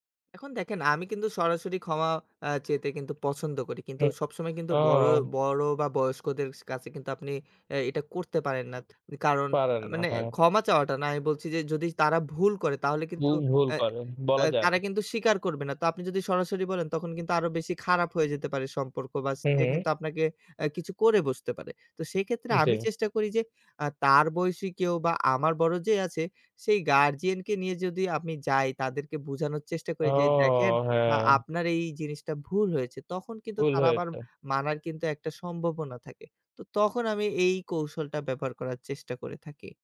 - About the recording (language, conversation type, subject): Bengali, podcast, ভুল হলে আপনি কীভাবে ক্ষমা চান?
- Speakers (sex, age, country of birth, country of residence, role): male, 20-24, Bangladesh, Bangladesh, host; male, 25-29, Bangladesh, Bangladesh, guest
- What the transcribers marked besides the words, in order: in English: "guardian"